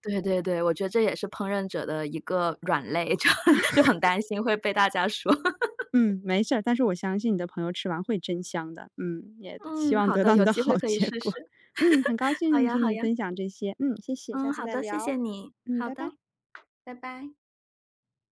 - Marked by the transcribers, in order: laugh; laughing while speaking: "就很"; laugh; tapping; laughing while speaking: "到你的好结果"; laugh; other background noise
- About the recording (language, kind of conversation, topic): Chinese, podcast, 你会把烹饪当成一种创作吗？